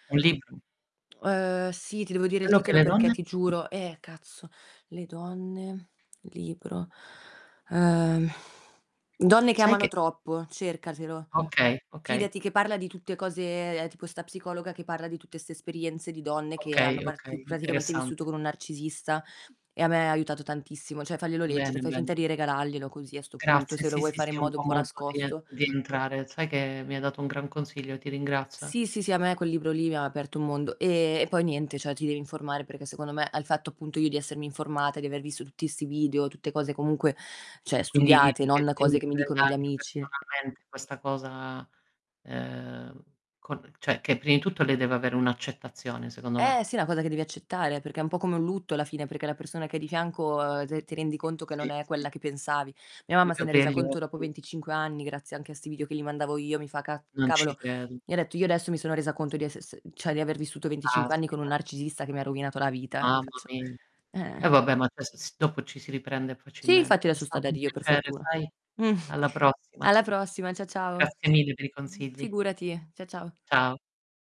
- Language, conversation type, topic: Italian, unstructured, Come capisci quando è il momento di andartene?
- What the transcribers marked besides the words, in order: distorted speech; other background noise; tapping; exhale; drawn out: "cose"; "cioè" said as "ceh"; "regalarglielo" said as "regalaglielo"; "cioè" said as "ceh"; "cioè" said as "ceh"; laughing while speaking: "Mh"